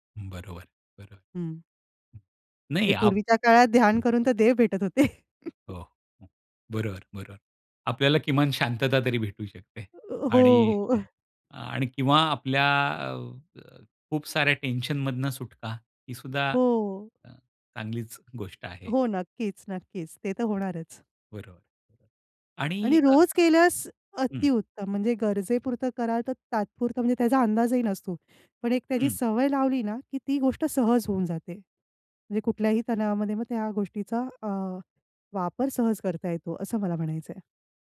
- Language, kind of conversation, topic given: Marathi, podcast, ध्यानासाठी शांत जागा उपलब्ध नसेल तर तुम्ही काय करता?
- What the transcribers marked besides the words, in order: other noise; laughing while speaking: "देव भेटत होते"; chuckle; chuckle; tapping; unintelligible speech